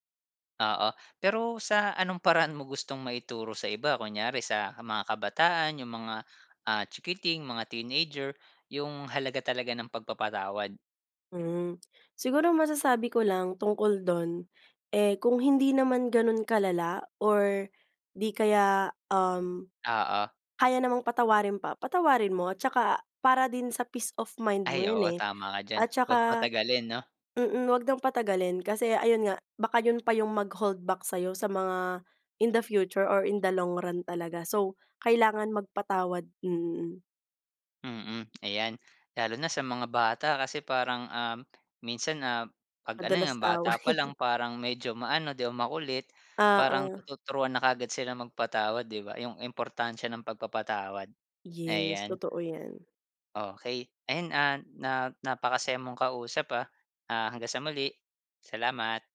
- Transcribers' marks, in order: in English: "in the future or in the long run"; laughing while speaking: "away"
- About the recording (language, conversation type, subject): Filipino, podcast, Ano ang natutuhan mo tungkol sa pagpapatawad?